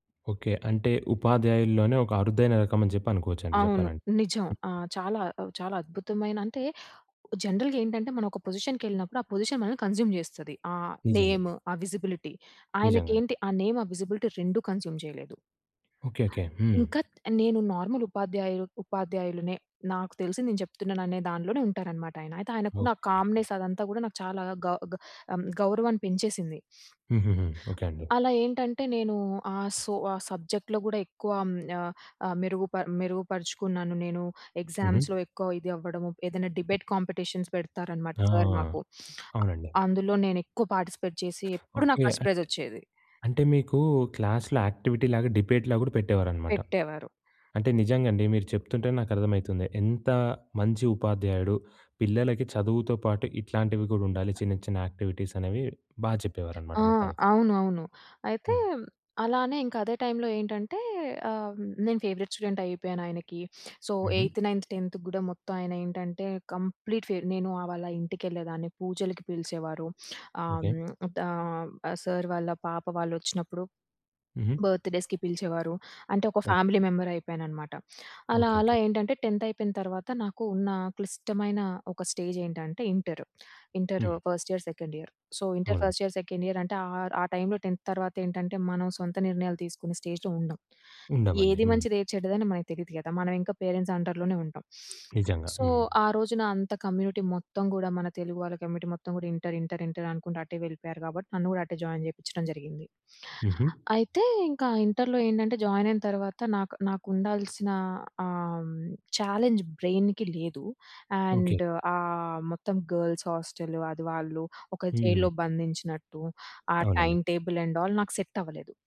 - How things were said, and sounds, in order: in English: "జనరల్‌గా"; in English: "పొజిషన్"; in English: "కన్స్యూమ్"; in English: "నేమ్"; in English: "విజిబిలిటీ"; in English: "నేమ్"; in English: "విజిబిలిటీ"; in English: "కన్స్యూమ్"; in English: "నార్మల్"; in English: "కామ్‌నెస్"; sniff; in English: "సబ్జెక్ట్‌లో"; in English: "ఎగ్జామ్స్‌లో"; in English: "డిబేట్ కాంపిటీషన్"; other background noise; in English: "సర్"; sniff; in English: "పార్టిసిపేట్"; in English: "ఫస్ట్ ప్రైజ్"; in English: "క్లాస్‌లో యాక్టివిటీలాగా డిబేట్‌లాగా"; other noise; in English: "యాక్టివిటీస్"; in English: "ఫేవరెట్ స్టూడెంట్"; sniff; in English: "సో, ఎయిత్, నైన్త్, టెన్త్"; in English: "కంప్లీట్"; sniff; in English: "బర్త్‌డే‌స్‌కి"; in English: "ఫ్యామిలీ మెంబర్"; in English: "టెన్త్"; in English: "స్టేజ్"; in English: "ఫస్ట్ ఇయర్, సెకండ్ ఇయర్. సో, ఇంటర్ ఫస్ట్ ఇయర్, సెకండ్ ఇయర్"; in English: "టెన్త్"; in English: "స్టేజ్‌లో"; in English: "స్టేజ్‌లో"; sniff; in English: "సో"; in English: "కమ్యూనిటీ"; in English: "కమ్యూనిటీ"; in English: "జాయిన్"; in English: "జాయిన్"; in English: "చాలెంజ్ బ్రైన్‌కి"; in English: "అండ్"; in English: "గర్ల్స్ హోస్టల్"; in English: "జైల్‌లో"; in English: "టైమ్ టేబుల్ అండ్ ఆ‌ల్"; in English: "సెట్"
- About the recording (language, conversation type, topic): Telugu, podcast, మీకు నిజంగా సహాయమిచ్చిన ఒక సంఘటనను చెప్పగలరా?